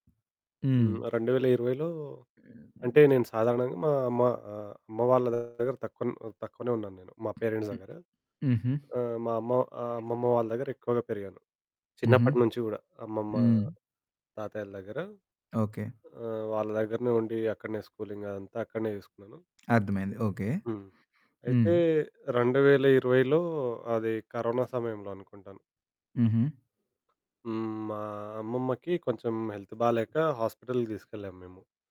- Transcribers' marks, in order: other background noise; distorted speech; in English: "పేరెంట్స్"; static; in English: "స్కూలింగ్"; in English: "హెల్త్"
- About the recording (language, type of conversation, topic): Telugu, podcast, పాత బాధలను విడిచిపెట్టేందుకు మీరు ఎలా ప్రయత్నిస్తారు?